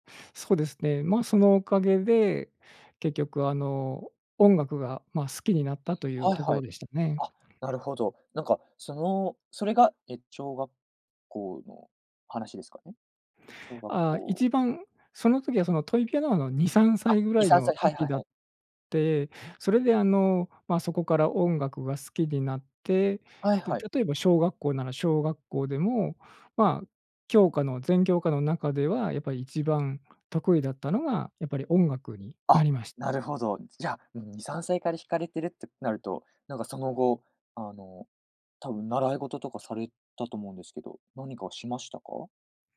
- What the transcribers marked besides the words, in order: other background noise
- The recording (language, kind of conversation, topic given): Japanese, podcast, 音楽と出会ったきっかけは何ですか？